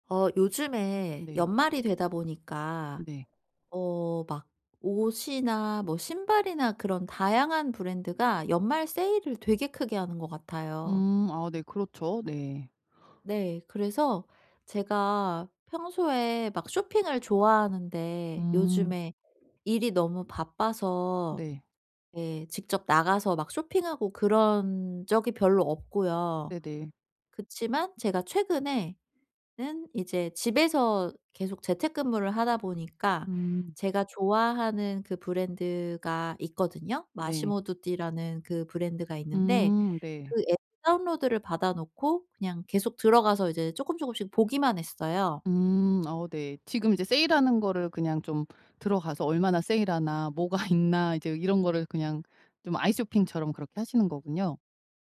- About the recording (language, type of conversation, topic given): Korean, advice, 쇼핑할 때 어떤 제품을 선택해야 할지 잘 모르겠을 때, 어떻게 결정하면 좋을까요?
- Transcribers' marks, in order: other background noise; laughing while speaking: "뭐가"